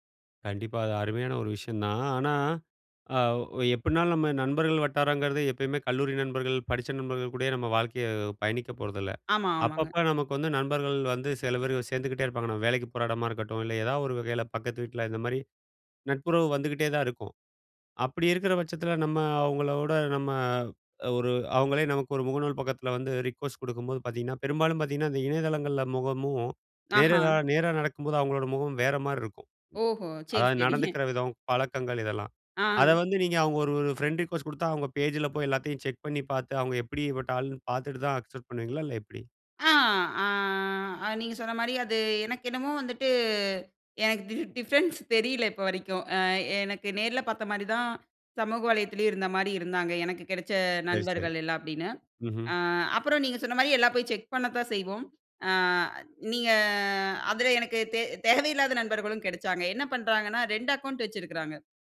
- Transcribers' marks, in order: other noise; other background noise; laughing while speaking: "சரி"; in English: "ஃப்ரெண்ட் ரெஃயூஸ்ட்"; drawn out: "அ"; "வலைத்தளத்துலயும்" said as "வலயத்துலயும்"; drawn out: "நீங்க"
- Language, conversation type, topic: Tamil, podcast, நேசத்தை நேரில் காட்டுவது, இணையத்தில் காட்டுவதிலிருந்து எப்படி வேறுபடுகிறது?